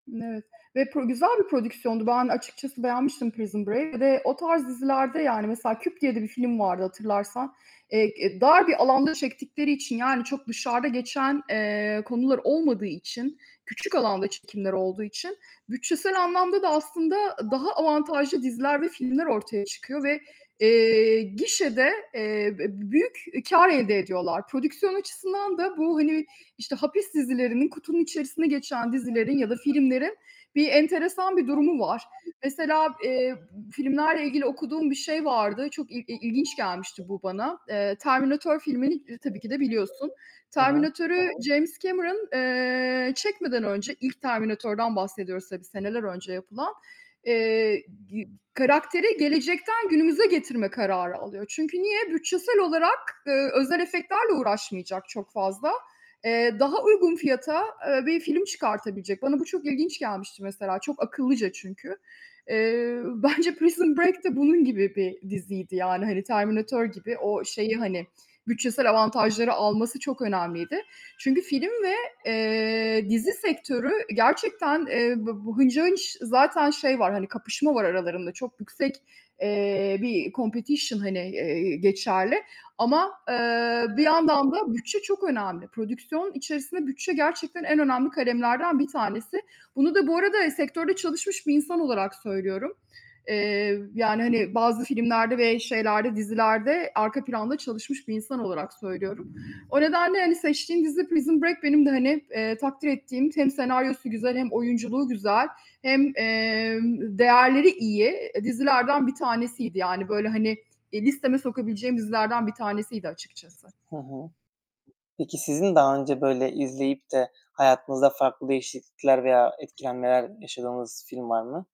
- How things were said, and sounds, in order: other background noise; tapping; distorted speech; baby crying; in English: "competition"
- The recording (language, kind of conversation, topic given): Turkish, unstructured, En sevdiğin film türü hangisi ve neden ondan hoşlanıyorsun?
- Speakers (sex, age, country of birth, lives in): female, 45-49, Turkey, Spain; male, 25-29, Turkey, Poland